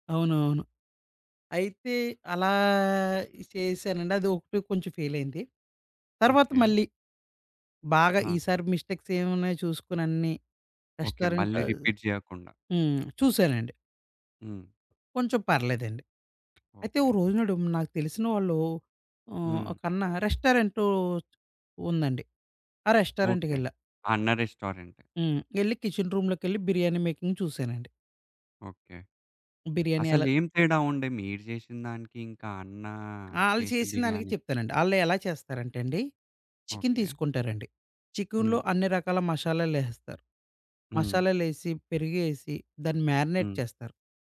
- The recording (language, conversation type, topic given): Telugu, podcast, సాధారణ పదార్థాలతో ఇంట్లోనే రెస్టారెంట్‌లాంటి రుచి ఎలా తీసుకురాగలరు?
- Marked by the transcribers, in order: in English: "ఫెయిల్"; in English: "మిస్టేక్స్"; in English: "రెస్టారెంట్"; in English: "రిపీట్"; door; tapping; in English: "రెస్టారెంట్"; in English: "కిచెన్ రూమ్‌లో"; in English: "మేకింగ్"; other background noise; in English: "మారినేట్"